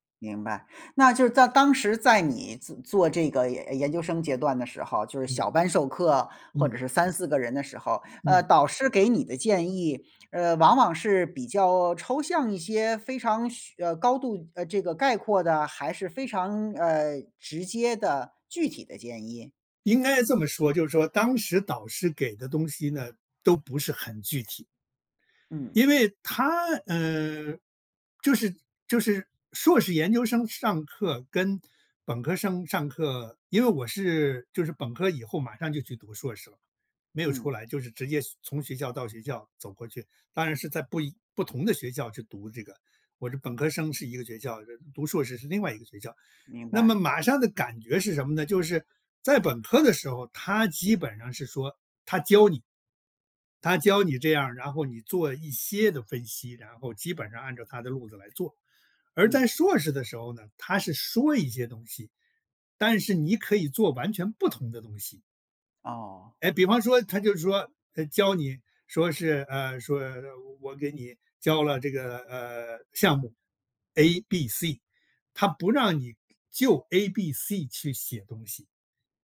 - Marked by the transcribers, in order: stressed: "一些"; other background noise; stressed: "说"; stressed: "A、B、C"
- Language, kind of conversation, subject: Chinese, podcast, 怎么把导师的建议变成实际行动？